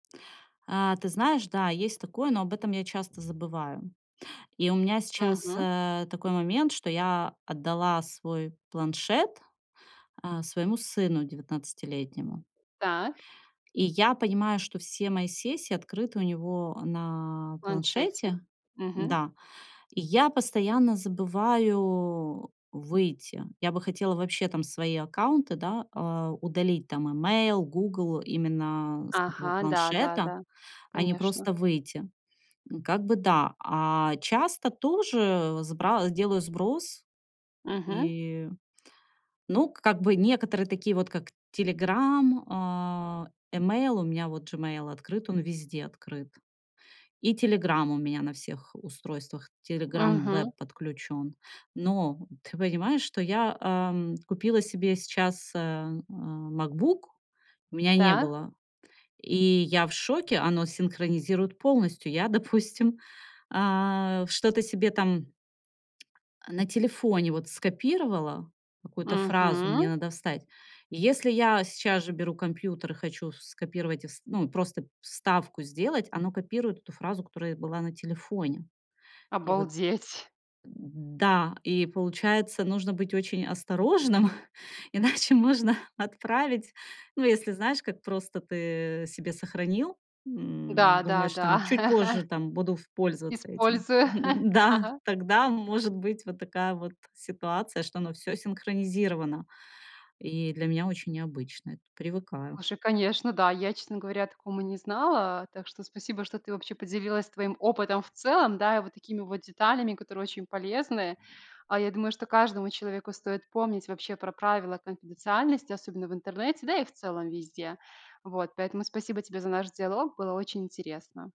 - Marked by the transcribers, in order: tapping; drawn out: "И"; laughing while speaking: "допустим"; tsk; laughing while speaking: "осторожным, иначе можно отправить"; laugh; chuckle
- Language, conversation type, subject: Russian, podcast, Каких правил конфиденциальности в интернете ты придерживаешься?